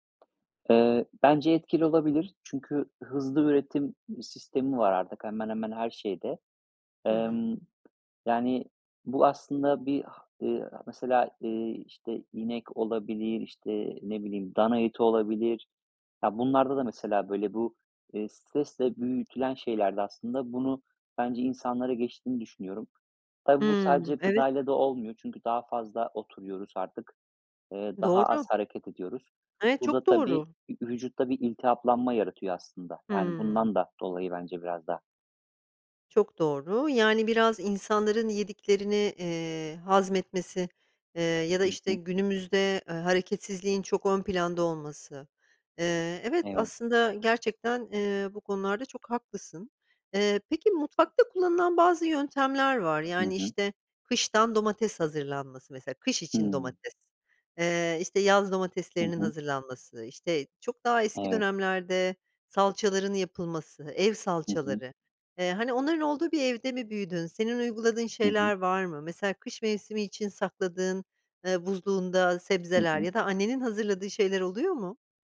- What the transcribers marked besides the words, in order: tapping; other background noise
- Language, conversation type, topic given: Turkish, podcast, Gıda israfını azaltmanın en etkili yolları hangileridir?